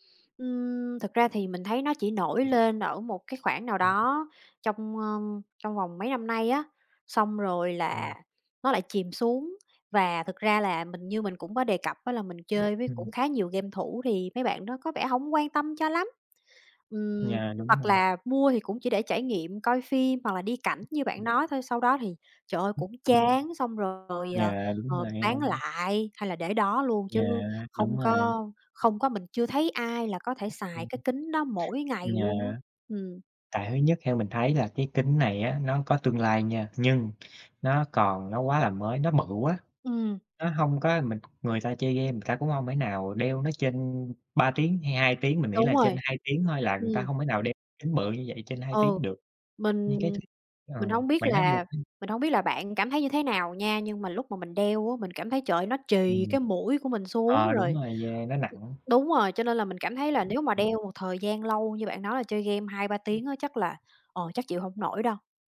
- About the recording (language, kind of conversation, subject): Vietnamese, unstructured, Công nghệ thực tế ảo có thể thay đổi cách chúng ta giải trí như thế nào?
- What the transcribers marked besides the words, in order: tapping; unintelligible speech; other background noise; "người" said as "ừn"; unintelligible speech; other noise